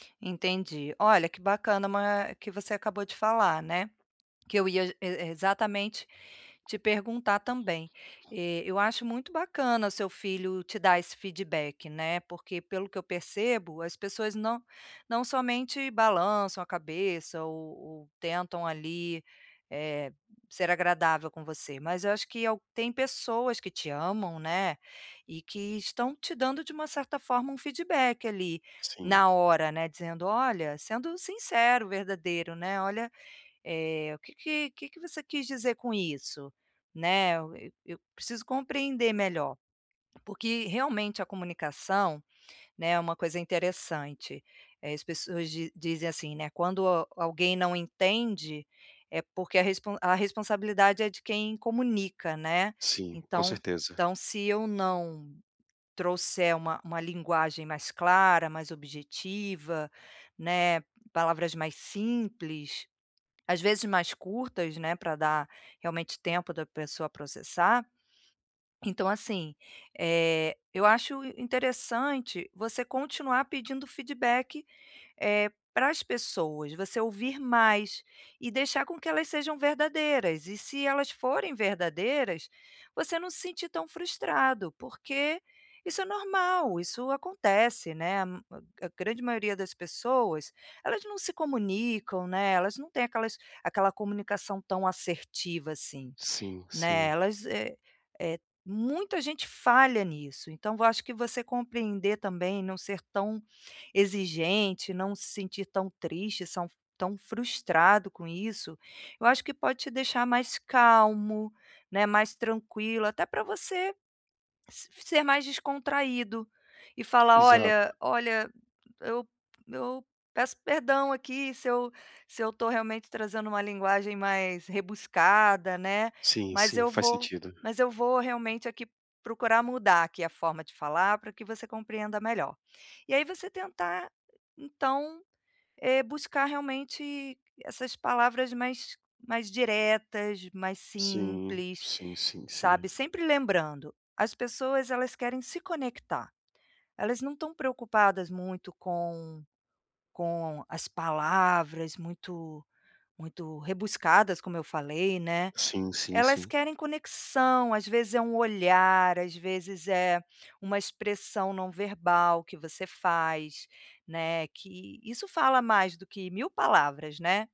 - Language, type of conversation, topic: Portuguese, advice, Como posso falar de forma clara e concisa no grupo?
- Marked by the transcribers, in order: tapping